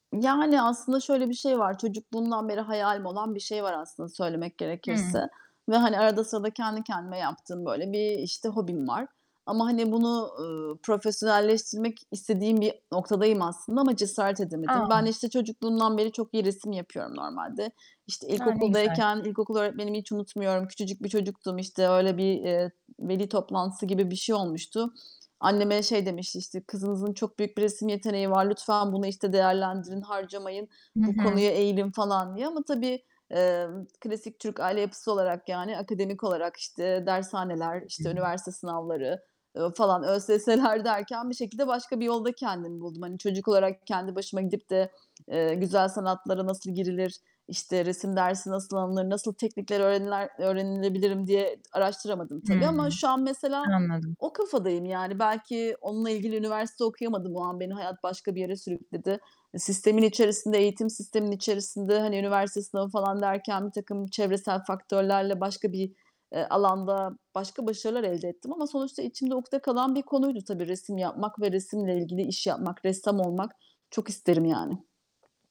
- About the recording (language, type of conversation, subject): Turkish, advice, Kariyerim kişisel değerlerimle gerçekten uyumlu mu ve bunu nasıl keşfedebilirim?
- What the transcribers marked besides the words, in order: distorted speech; other background noise; laughing while speaking: "ÖSS'ler"